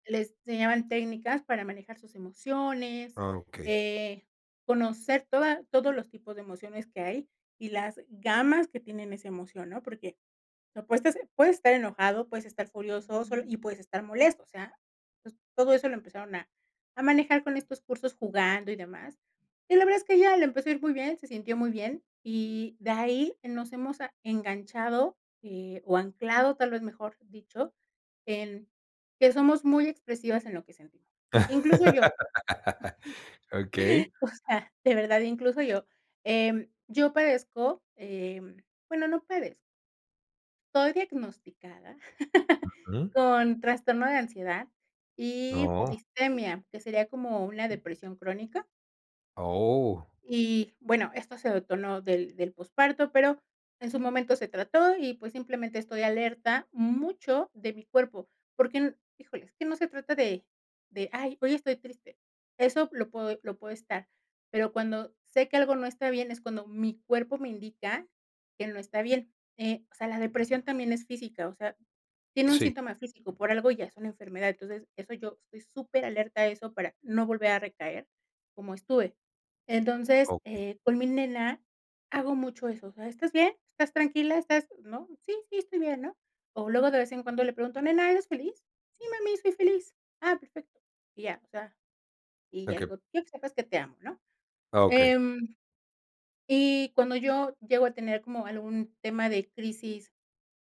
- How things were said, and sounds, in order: horn; laugh; chuckle; laugh; "distimia" said as "distemia"; unintelligible speech
- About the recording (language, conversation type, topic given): Spanish, podcast, ¿Cómo puedes hablar de emociones con niños y adolescentes?